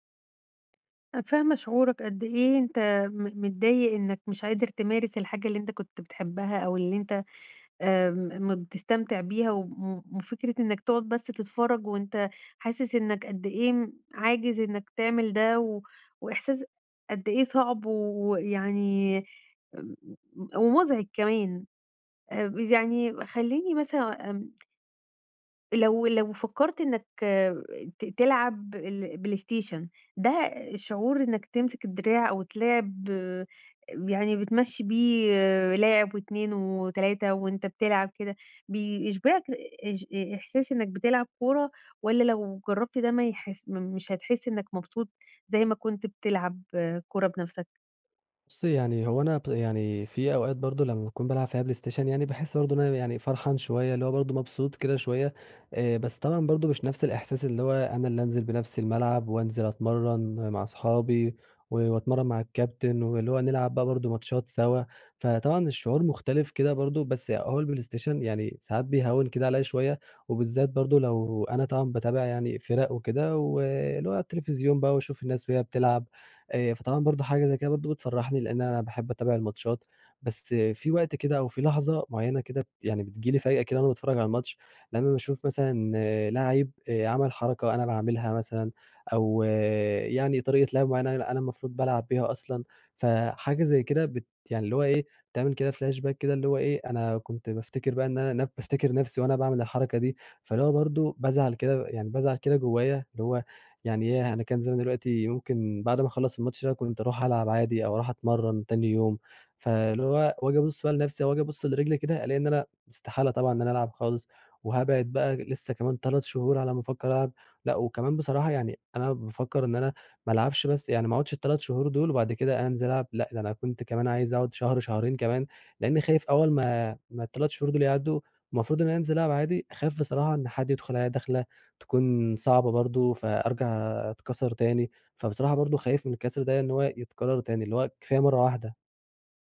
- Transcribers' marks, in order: tapping; in English: "flashback"; other background noise
- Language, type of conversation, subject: Arabic, advice, إزاي أتعامل مع وجع أو إصابة حصلتلي وأنا بتمرن وأنا متردد أكمل؟